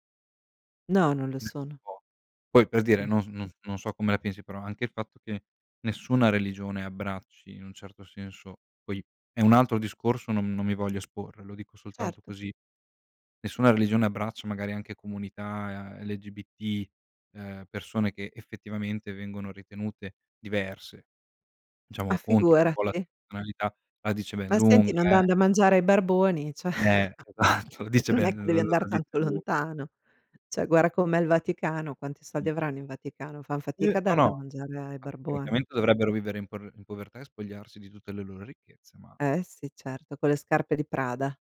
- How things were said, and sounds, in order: unintelligible speech; chuckle; laughing while speaking: "esatto"; "cioè" said as "ceh"; chuckle; "Cioè" said as "ceh"; drawn out: "Uh"
- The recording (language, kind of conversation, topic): Italian, unstructured, In che modo la religione può unire o dividere le persone?